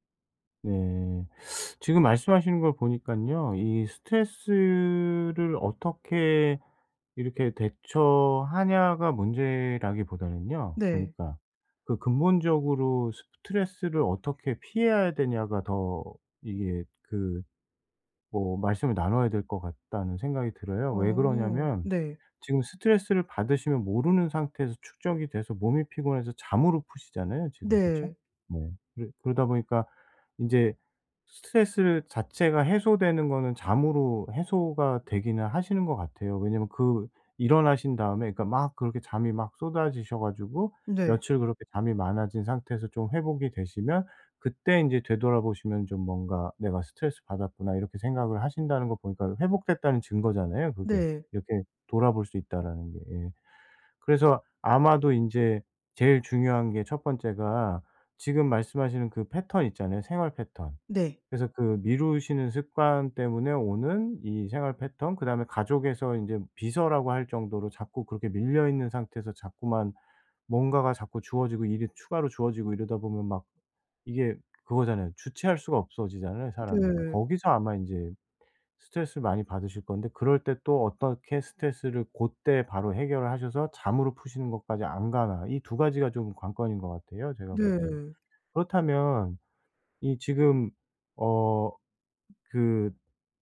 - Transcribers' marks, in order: teeth sucking; other background noise
- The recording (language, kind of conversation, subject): Korean, advice, 왜 제 스트레스 반응과 대처 습관은 반복될까요?